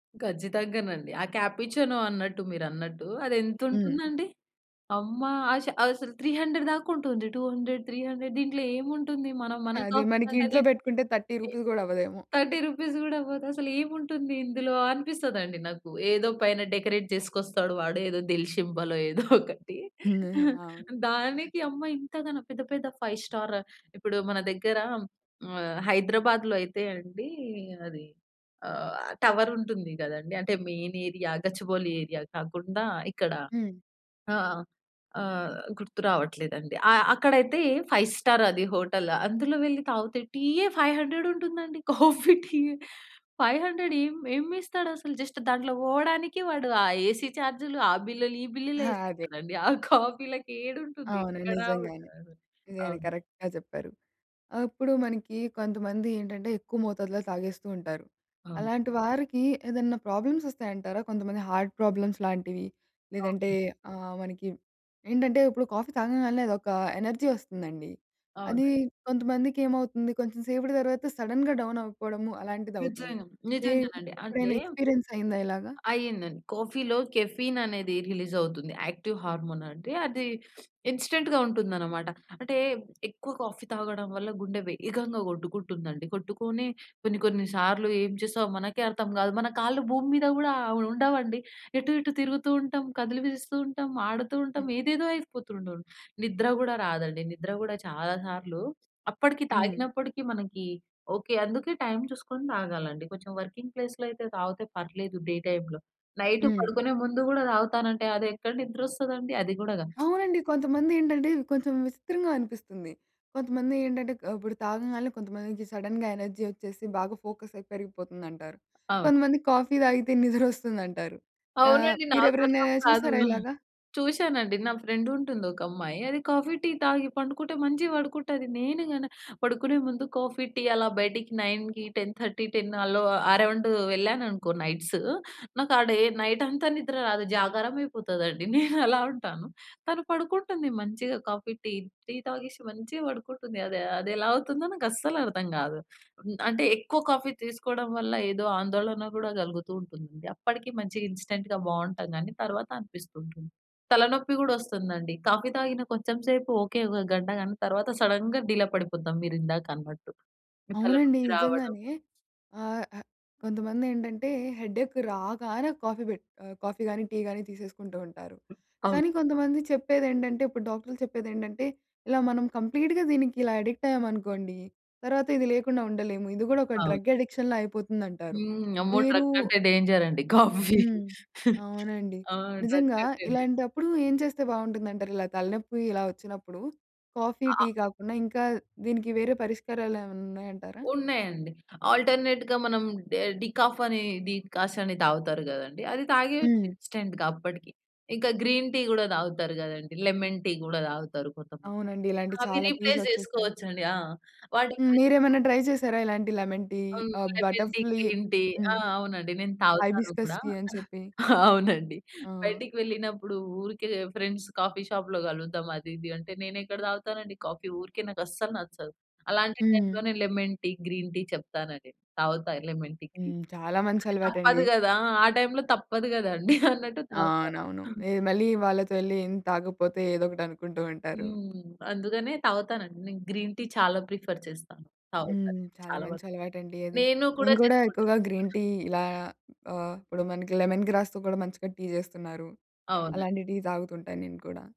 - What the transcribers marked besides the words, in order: in English: "కాపుచినో"; other background noise; in English: "త్రీ హండ్రెడ్"; in English: "థర్టీ రూపీస్"; in English: "థర్టీ రూపీస్"; in English: "డెకరేట్"; in Hindi: "దిల్"; chuckle; in English: "ఫైవ్ స్టార్"; in English: "టవర్"; in English: "మెయిన్"; in English: "ఫైవ్ స్టార్"; in English: "ఫైవ్ హండ్రెడ్"; chuckle; in English: "ఫైవ్ హండ్రెడ్"; in English: "జస్ట్"; in English: "ఏసీ"; chuckle; in English: "కరెక్ట్‌గా"; in English: "ప్రాబ్లమ్స్"; in English: "హార్ట్ ప్రాబ్లమ్స్"; in English: "ఎనర్జీ"; tapping; in English: "సడెన్‌గ డౌన్"; unintelligible speech; in English: "ఎక్స్‌పీరియన్స్"; in English: "కెఫీన్"; in English: "రిలీజ్"; in English: "యాక్టివ్ హార్మోన్"; sniff; in English: "ఇన్‌స్టంట్‌గా"; in English: "వర్కింగ్ ప్లేస్‌లో"; in English: "డే టైమ్‌లో"; in English: "సడెన్‌గ ఎనర్జీ"; in English: "ఫోకస్"; chuckle; in English: "ఫ్రెండ్"; in English: "నైన్‌కి, టెన్ థర్టీ, టెన్"; in English: "డే నైట్"; chuckle; sniff; in English: "ఇన్‌స్టంట్‌గా"; in English: "సడెన్‌గ"; in English: "హెడేక్"; in English: "కంప్లీట్‌గా"; in English: "అడిక్ట్"; in English: "డ్రగ్ అడిక్షన్‌లా"; in English: "డ్రగ్"; in English: "డేంజర్"; chuckle; in English: "డ్రగ్"; in English: "డేంజర్"; in English: "ఆల్టర్‌నేట్‌గా"; in English: "డె డికాఫ్"; in English: "ఇన్‌స్టంట్‌గా"; in English: "గ్రీన్ టీ"; in English: "లెమన్ టీ"; in English: "టీస్"; in English: "రీప్లేస్"; unintelligible speech; in English: "లెమన్ టీ"; in English: "లెమన్ టీ, గ్రీన్ టీ"; in English: "బటర్ ఫ్లీ"; in English: "హైబిస్కస్ టీ"; chuckle; in English: "ఫ్రెండ్స్"; in English: "లెమన్ టీ, గ్రీన్ టీ"; in English: "లెమన్ టీ, గ్రీన్ టీ"; chuckle; other noise; in English: "గ్రీన్ టీ"; in English: "ప్రిఫర్"; in English: "గ్రీన్ టీ"; in English: "లెమన్ గ్రాస్‌తో"
- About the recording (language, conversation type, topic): Telugu, podcast, కాఫీ మీ రోజువారీ శక్తిని ఎలా ప్రభావితం చేస్తుంది?